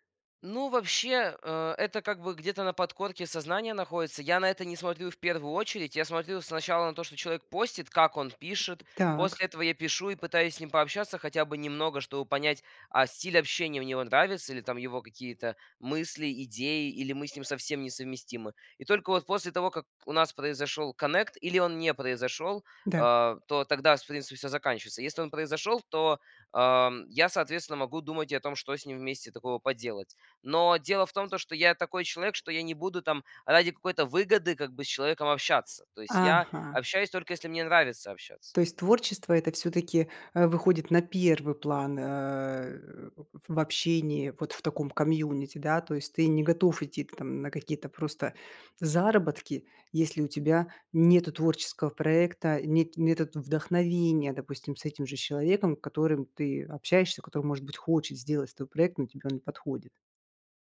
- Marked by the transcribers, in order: tapping; other background noise
- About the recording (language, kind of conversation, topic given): Russian, podcast, Как социальные сети влияют на твой творческий процесс?